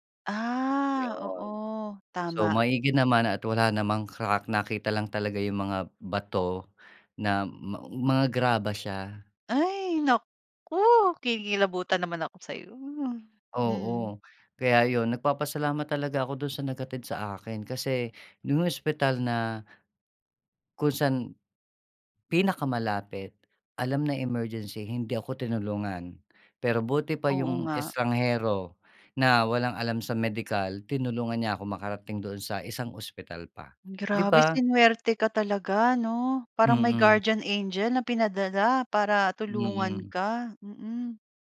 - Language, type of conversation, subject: Filipino, podcast, May karanasan ka na bang natulungan ka ng isang hindi mo kilala habang naglalakbay, at ano ang nangyari?
- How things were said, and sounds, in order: drawn out: "Ah"; in English: "guardian angel"